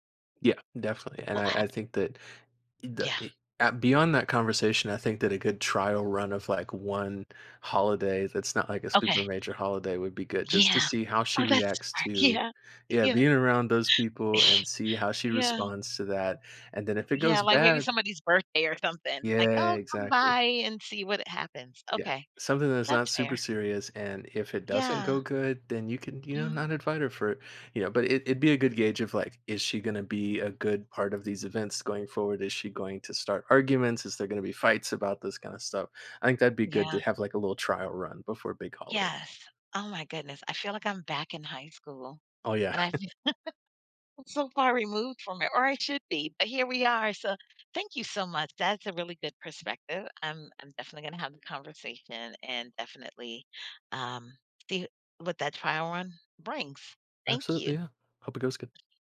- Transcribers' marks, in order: other background noise; laughing while speaking: "Yeah. Yeah"; chuckle; laugh
- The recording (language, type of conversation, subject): English, advice, How do I repair a close friendship after a misunderstanding?